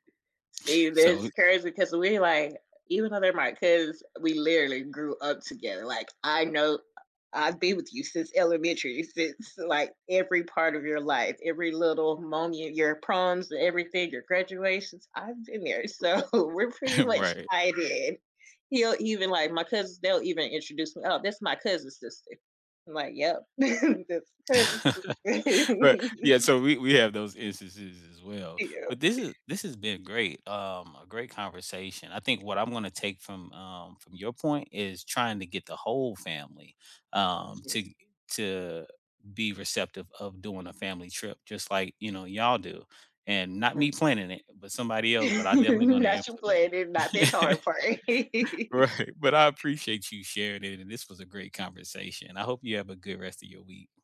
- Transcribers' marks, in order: other background noise; tapping; laughing while speaking: "since"; chuckle; laughing while speaking: "So"; chuckle; background speech; laugh; laughing while speaking: "Yep"; chuckle; unintelligible speech; unintelligible speech; laugh; chuckle; laughing while speaking: "Right"; laugh
- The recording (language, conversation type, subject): English, unstructured, What meaningful tradition have you started with friends or family?
- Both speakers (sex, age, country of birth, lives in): female, 35-39, United States, United States; male, 40-44, United States, United States